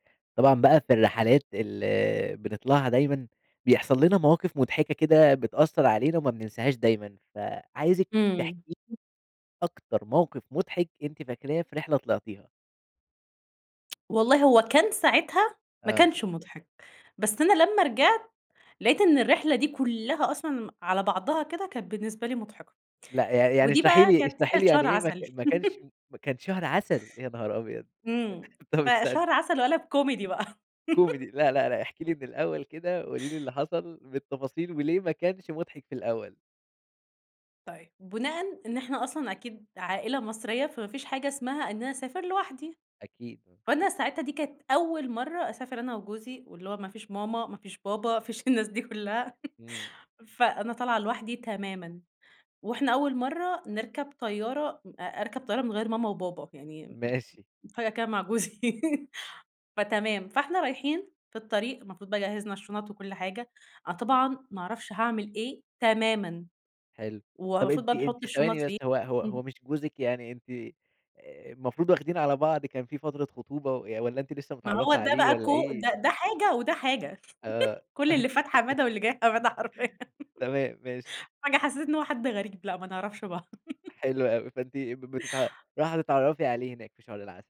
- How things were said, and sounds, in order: laugh; other noise; laugh; chuckle; laugh; chuckle; laughing while speaking: "حمادة حرفيًا"; chuckle
- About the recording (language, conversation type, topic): Arabic, podcast, إيه المواقف المضحكة اللي حصلتلك وإنت في رحلة جوه البلد؟